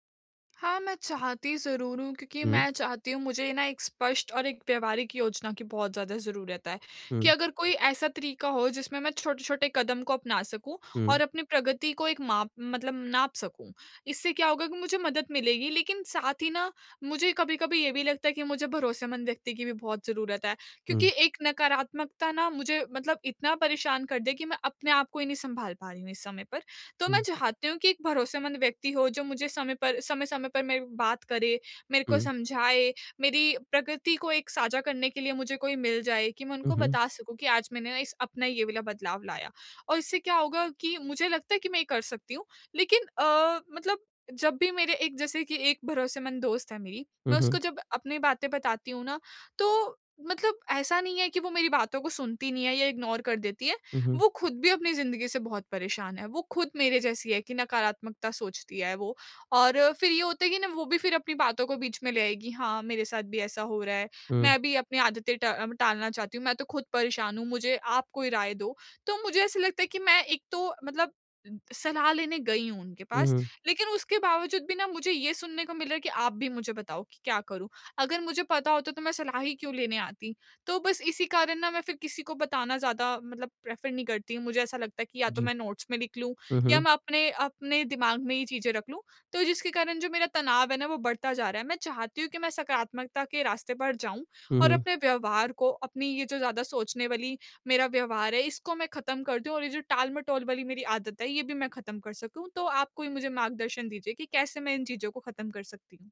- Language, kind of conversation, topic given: Hindi, advice, मैं नकारात्मक पैटर्न तोड़ते हुए नए व्यवहार कैसे अपनाऊँ?
- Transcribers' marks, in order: in English: "इग्नोर"; in English: "प्रेफर"; in English: "नोट्स"